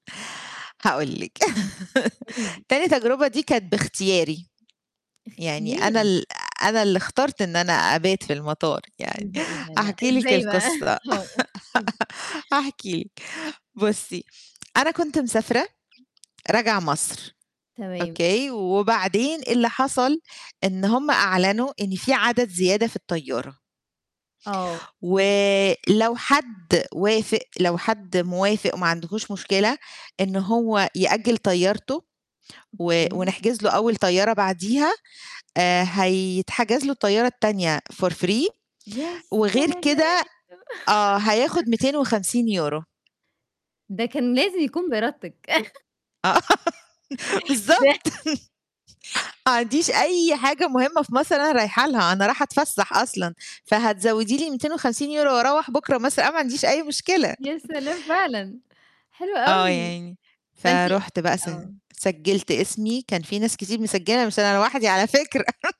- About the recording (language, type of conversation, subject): Arabic, podcast, احكيلي عن مرة اضطريت تبات في المطار؟
- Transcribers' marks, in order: tapping; laugh; chuckle; laugh; in English: "for free"; chuckle; chuckle; laugh; chuckle; laughing while speaking: "ب"; chuckle; chuckle